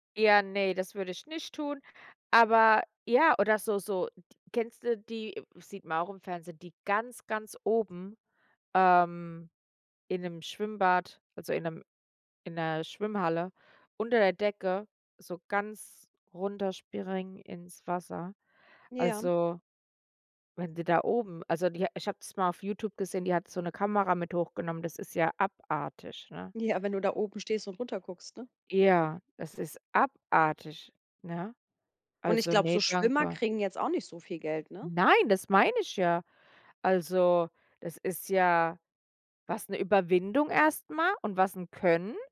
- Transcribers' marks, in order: stressed: "abartig"
- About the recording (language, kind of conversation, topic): German, unstructured, Ist es gerecht, dass Profisportler so hohe Gehälter bekommen?